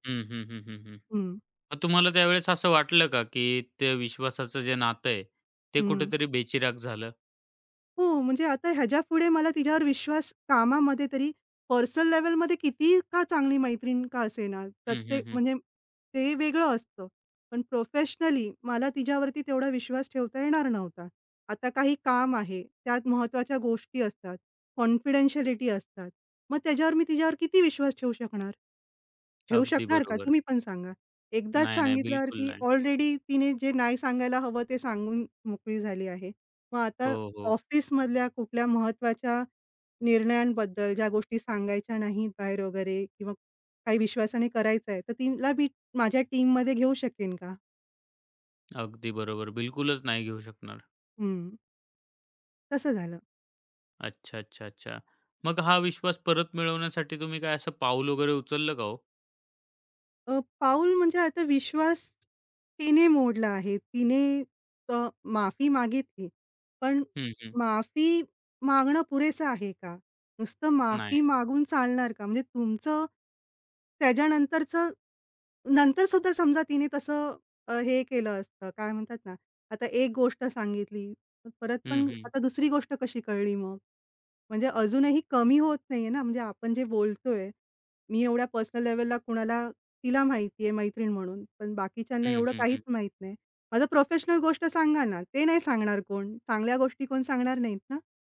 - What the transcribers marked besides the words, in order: in English: "पर्सनल-लेव्हलमध्ये"; in English: "प्रोफेशनली"; in English: "कॉन्फिडेन्शियलिटी"; in English: "ऑलरेडी"; in English: "ऑफिसमधल्यां"; in English: "पर्सनल-लेव्हलला"; in English: "प्रोफेशनल"
- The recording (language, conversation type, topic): Marathi, podcast, एकदा विश्वास गेला तर तो कसा परत मिळवता?